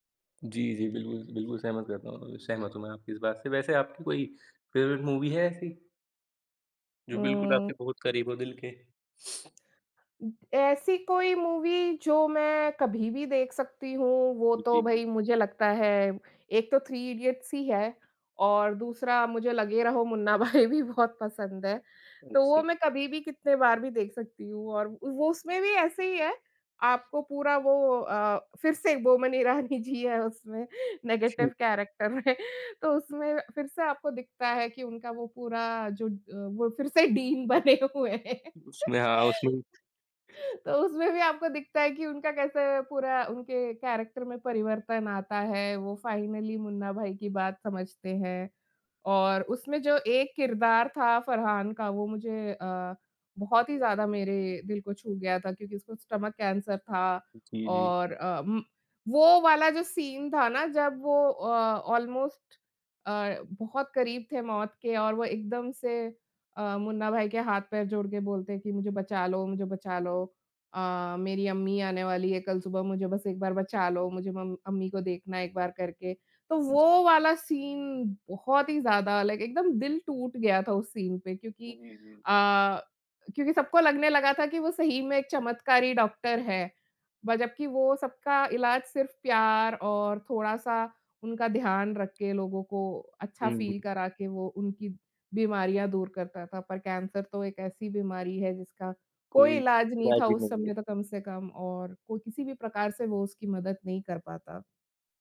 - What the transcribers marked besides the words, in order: in English: "फ़ेवरेट मूवी"; horn; sniff; other noise; in English: "मूवी"; laughing while speaking: "भाई भी बहुत पसंद है"; laughing while speaking: "बोमन ईरानी जी है उसमें, नेगेटिव कैरेक्टर में"; in English: "नेगेटिव कैरेक्टर"; sneeze; laughing while speaking: "डीन बने हुए हैं"; laugh; in English: "कैरेक्टर"; in English: "फ़ाइनली"; tapping; in English: "स्टमक"; in English: "सीन"; in English: "ऑलमोस्ट"; in English: "सीन"; in English: "लाइक"; in English: "सीन"; in English: "फील"
- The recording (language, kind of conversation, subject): Hindi, unstructured, क्या फिल्म के किरदारों का विकास कहानी को बेहतर बनाता है?